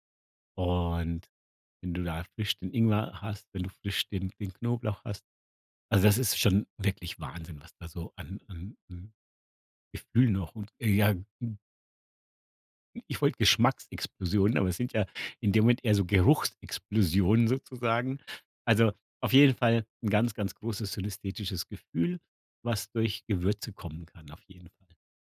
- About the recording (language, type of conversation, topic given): German, podcast, Welche Gewürze bringen dich echt zum Staunen?
- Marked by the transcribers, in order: none